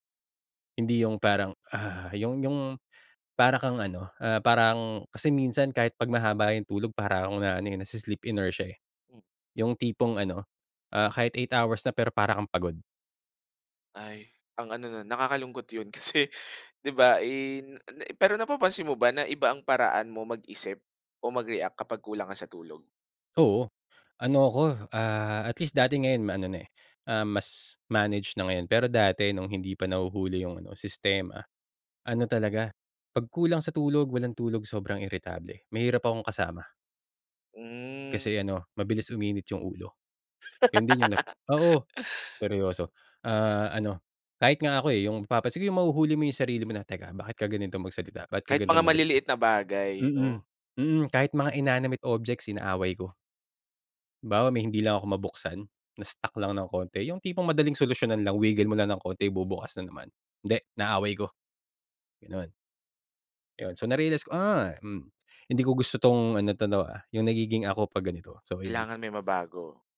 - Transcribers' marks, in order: in English: "nai-sleep inertia"; laughing while speaking: "kasi"; tapping; in English: "inanimate objects"
- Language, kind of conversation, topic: Filipino, podcast, Ano ang papel ng pagtulog sa pamamahala ng stress mo?